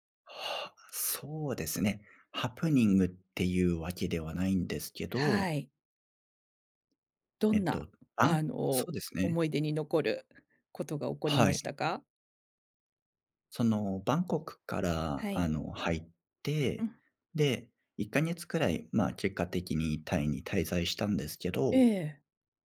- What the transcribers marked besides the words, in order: none
- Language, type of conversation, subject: Japanese, podcast, 人生で一番忘れられない旅の話を聞かせていただけますか？